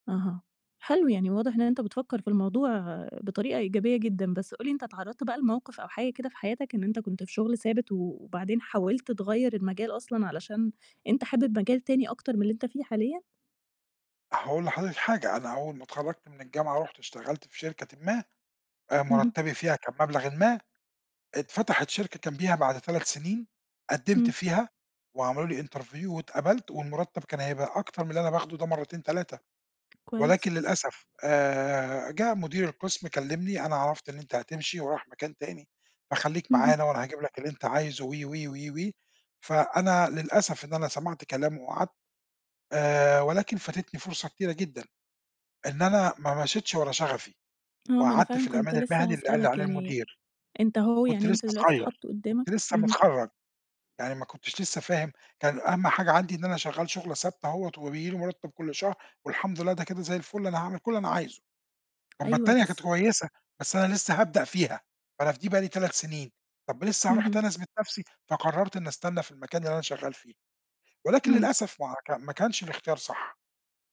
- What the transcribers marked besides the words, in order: in English: "interview"; tapping
- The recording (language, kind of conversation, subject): Arabic, podcast, إزاي بتقرر تمشي ورا شغفك ولا تختار أمان الوظيفة؟